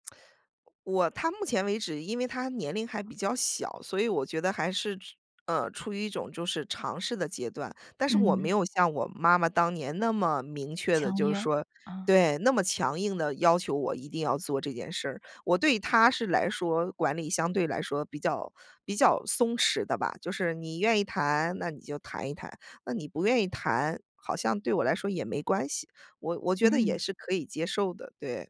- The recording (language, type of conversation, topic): Chinese, podcast, 家人反对你的选择时，你会怎么处理？
- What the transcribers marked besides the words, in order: none